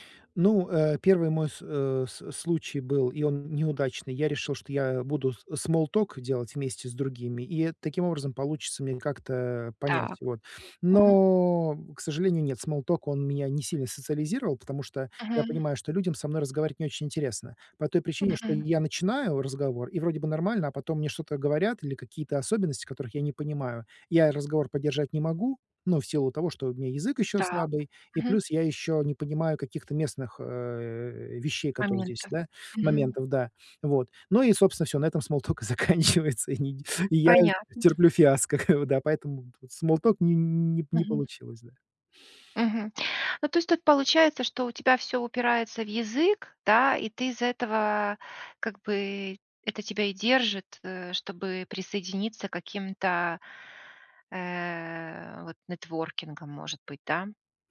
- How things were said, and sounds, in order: in English: "с смол ток"; in English: "Смол ток"; laughing while speaking: "смол ток и заканчивается, и не и я терплю фиаско"; in English: "смол ток"; tapping; in English: "смол ток"; in English: "нетворкингам"
- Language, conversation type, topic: Russian, advice, Как мне легче заводить друзей в новой стране и в другой культуре?
- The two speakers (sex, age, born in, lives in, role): female, 50-54, Ukraine, United States, advisor; male, 45-49, Russia, United States, user